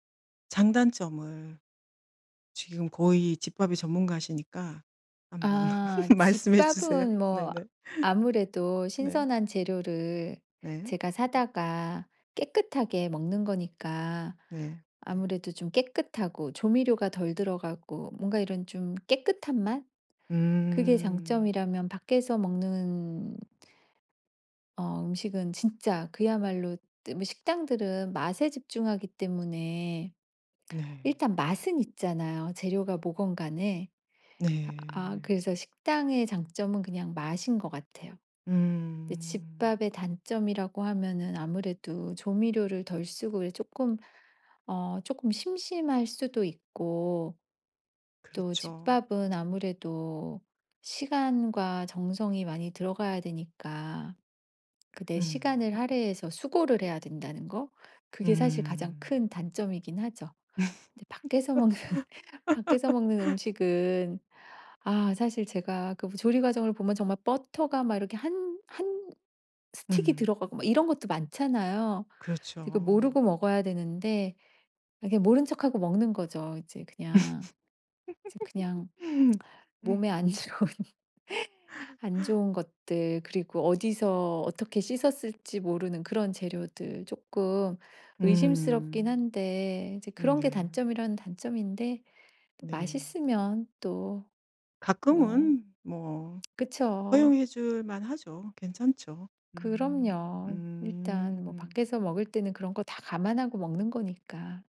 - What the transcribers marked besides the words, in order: laugh; laughing while speaking: "말씀해 주세요. 네네"; laugh; laugh; laughing while speaking: "먹는"; laugh; laugh; laughing while speaking: "안 좋은"; laugh; lip smack
- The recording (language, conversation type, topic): Korean, podcast, 평소 즐겨 먹는 집밥 메뉴는 뭐가 있나요?